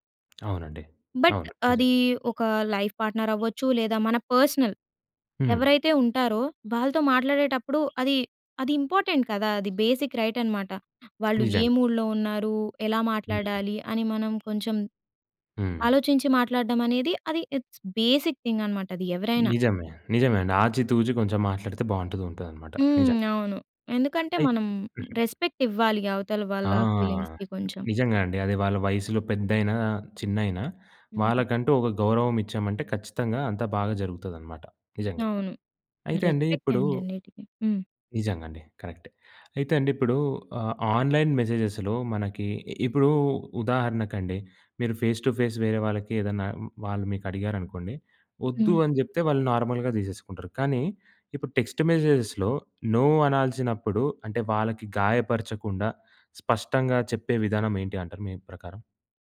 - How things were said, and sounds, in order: tapping; in English: "లైఫ్ పార్ట్నర్"; in English: "పర్స్‌నల్"; in English: "ఇంపార్టెంట్"; in English: "బేసిక్ రైట్"; in English: "మూడ్‌లో"; in English: "ఇట్స్ బేసిక్ థింగ్"; in English: "రెస్పెక్ట్"; in English: "ఫీలింగ్స్‌కి"; in English: "రెస్పెక్ట్"; in English: "ఆన్‍లైన్ మెసేజెస్‍లో"; in English: "ఫేస్ టు ఫేస్"; in English: "నార్మల్‍గా"; in English: "టెక్స్ట్ మెసేజెస్‍లో నో"
- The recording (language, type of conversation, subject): Telugu, podcast, ఆన్‌లైన్ సందేశాల్లో గౌరవంగా, స్పష్టంగా మరియు ధైర్యంగా ఎలా మాట్లాడాలి?